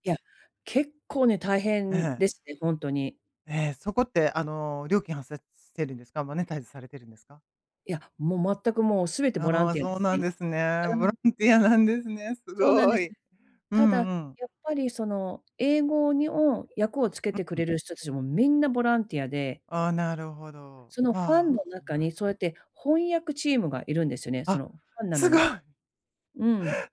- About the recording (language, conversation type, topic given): Japanese, advice, 仕事以外で自分の価値をどうやって見つけられますか？
- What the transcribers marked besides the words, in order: "発生" said as "はせつ"